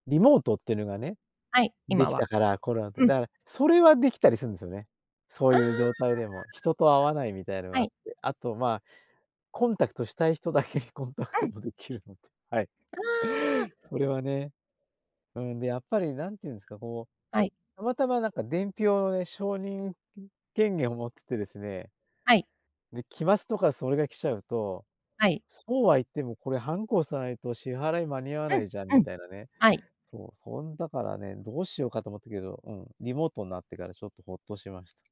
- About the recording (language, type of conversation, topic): Japanese, podcast, 休むことへの罪悪感をどうすれば手放せますか？
- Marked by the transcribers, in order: laughing while speaking: "だけにコンタクトもできるので"; other noise